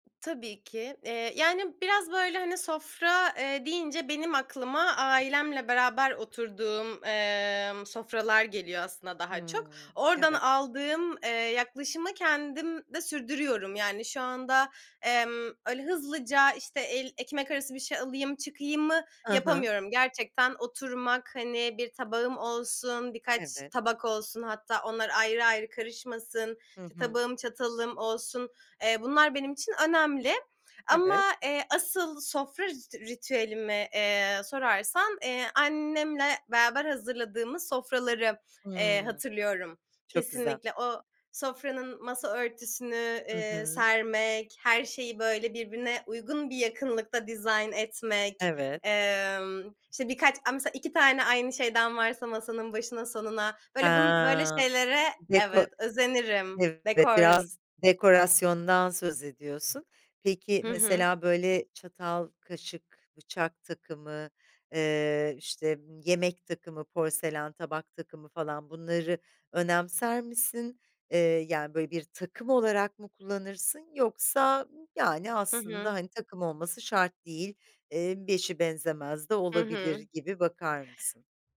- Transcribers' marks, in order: none
- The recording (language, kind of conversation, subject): Turkish, podcast, Paylaşılan yemekler ve sofra etrafında bir araya gelmek ilişkileri nasıl güçlendirir?